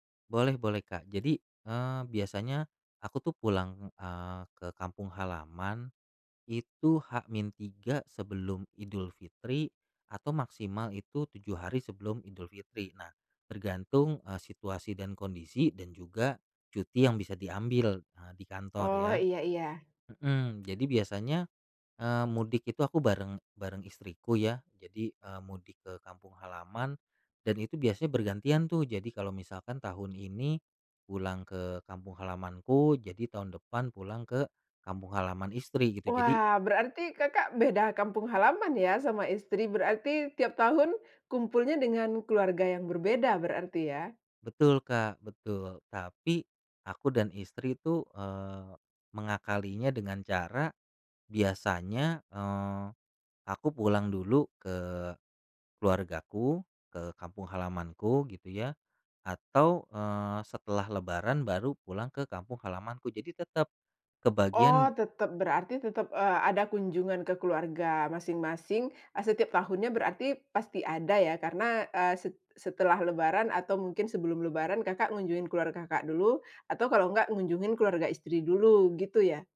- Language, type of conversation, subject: Indonesian, podcast, Bagaimana tradisi minta maaf saat Lebaran membantu rekonsiliasi keluarga?
- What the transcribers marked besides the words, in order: none